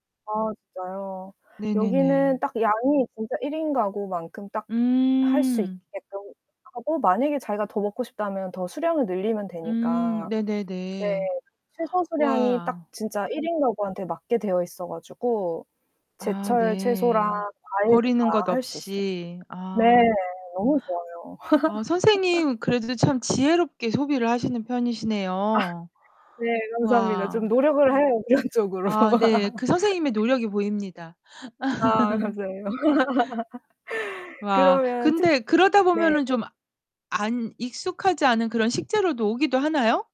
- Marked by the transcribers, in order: laugh; laughing while speaking: "아"; laughing while speaking: "그런 쪽으로"; laugh; laugh; laughing while speaking: "감사해요"; laugh
- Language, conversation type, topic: Korean, unstructured, 외식과 집밥 중 어느 쪽이 더 좋으세요?